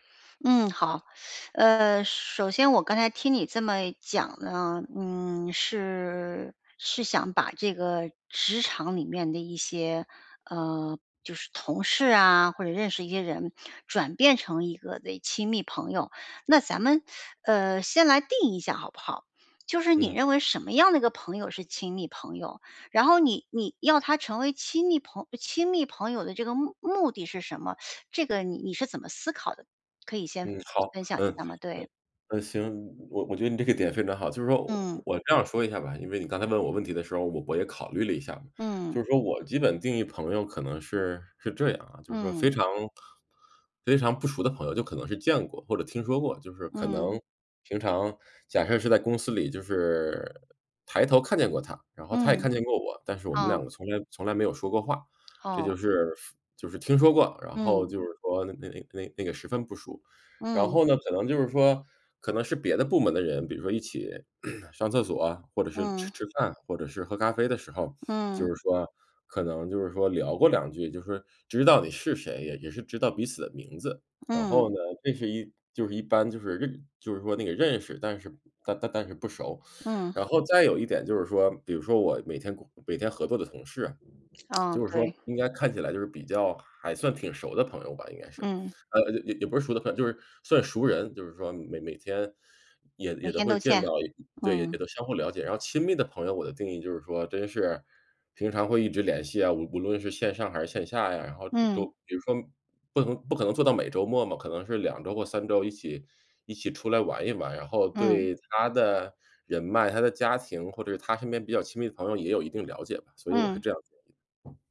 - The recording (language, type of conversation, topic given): Chinese, advice, 如何开始把普通熟人发展成亲密朋友？
- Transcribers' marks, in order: teeth sucking; teeth sucking; other background noise; tapping; teeth sucking; laughing while speaking: "点"; throat clearing; teeth sucking; lip smack